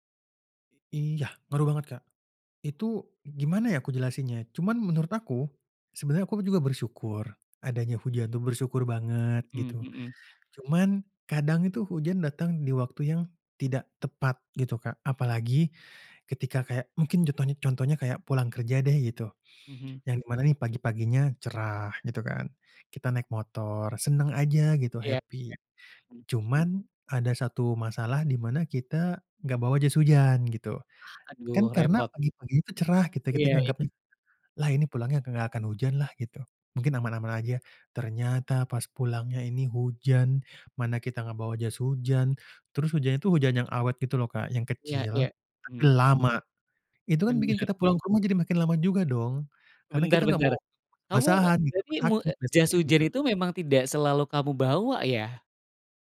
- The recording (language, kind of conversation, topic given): Indonesian, podcast, Bagaimana musim hujan memengaruhi keseharianmu?
- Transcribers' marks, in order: in English: "happy"; other background noise